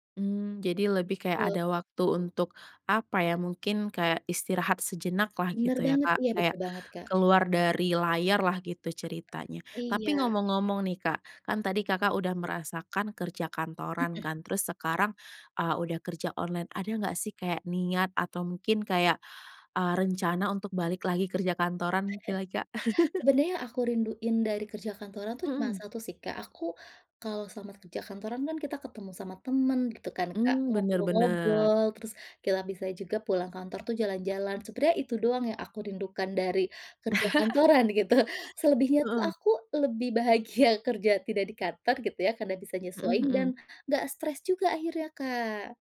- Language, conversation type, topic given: Indonesian, podcast, Bagaimana cara kamu menjaga keseimbangan antara kehidupan pribadi dan pekerjaan tanpa stres?
- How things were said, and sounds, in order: tapping; other noise; laugh; laugh; laughing while speaking: "gitu"